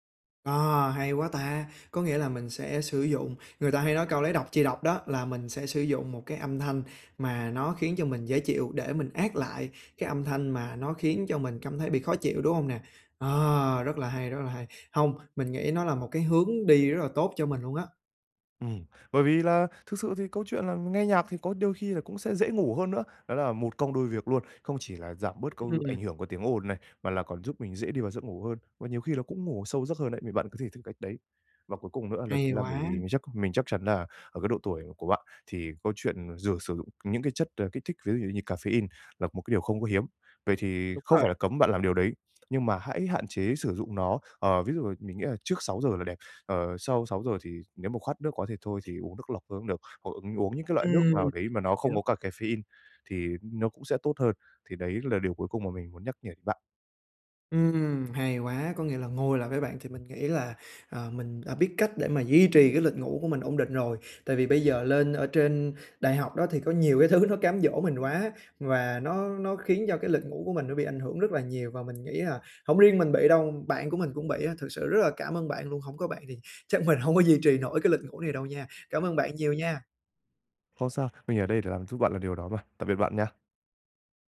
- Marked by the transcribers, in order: tapping; other background noise; laughing while speaking: "thứ"
- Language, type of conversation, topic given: Vietnamese, advice, Làm thế nào để duy trì lịch ngủ ổn định mỗi ngày?